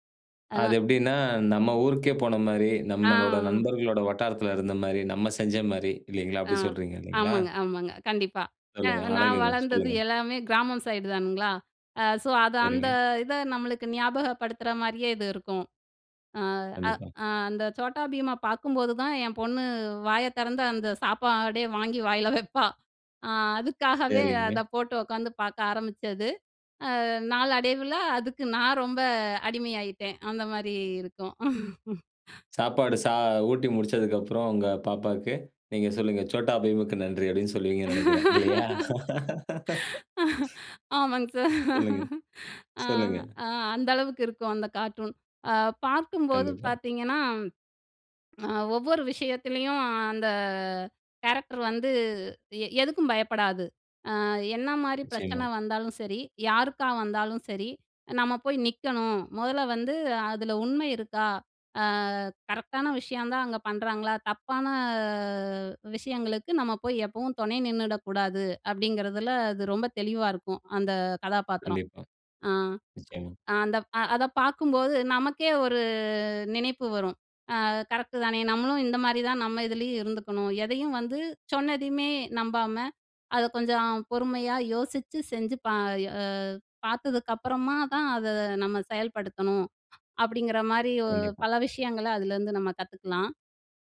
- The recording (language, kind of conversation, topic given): Tamil, podcast, கார்டூன்களில் உங்களுக்கு மிகவும் பிடித்த கதாபாத்திரம் யார்?
- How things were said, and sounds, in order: laughing while speaking: "வாயில வைப்பா"; chuckle; laugh; laughing while speaking: "ஆமாங் சார்"; "ஆமாங்க" said as "ஆமாங்"; laugh; other background noise; drawn out: "அந்த"; "யாருக்கு" said as "யாருக்கா"; drawn out: "தப்பான"; drawn out: "ஒரு"